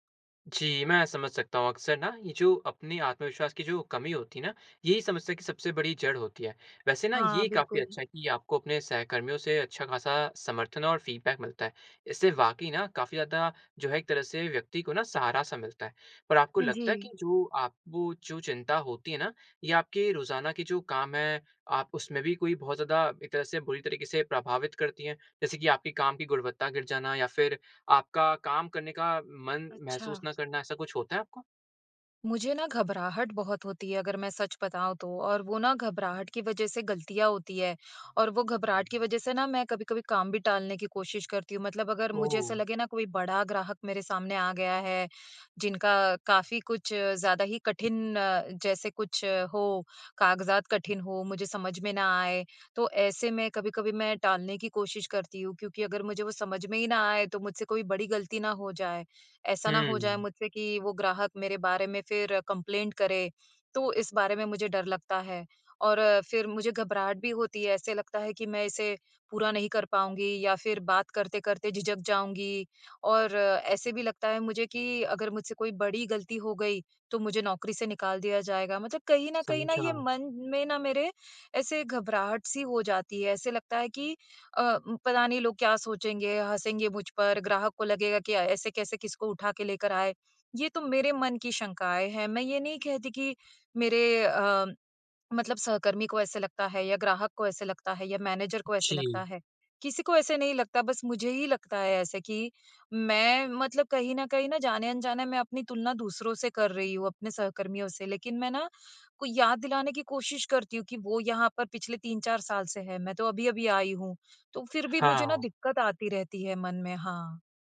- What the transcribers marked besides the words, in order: in English: "फ़ीडबैक"; in English: "कंप्लेंट"; in English: "मैनेजर"
- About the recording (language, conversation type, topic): Hindi, advice, मैं नए काम में आत्मविश्वास की कमी महसूस करके खुद को अयोग्य क्यों मान रहा/रही हूँ?
- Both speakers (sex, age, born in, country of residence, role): female, 35-39, India, United States, user; male, 20-24, India, India, advisor